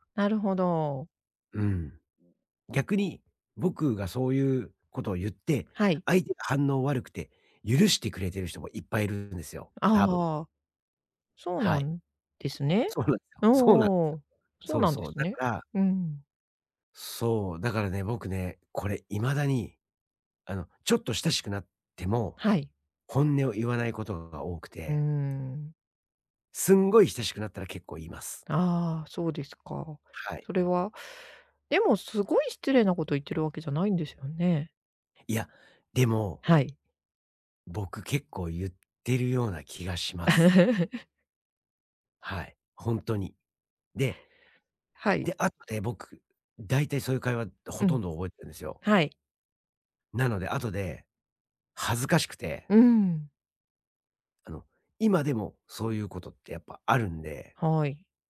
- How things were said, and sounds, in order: chuckle; other background noise
- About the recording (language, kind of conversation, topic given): Japanese, advice, 相手の反応を気にして本音を出せないとき、自然に話すにはどうすればいいですか？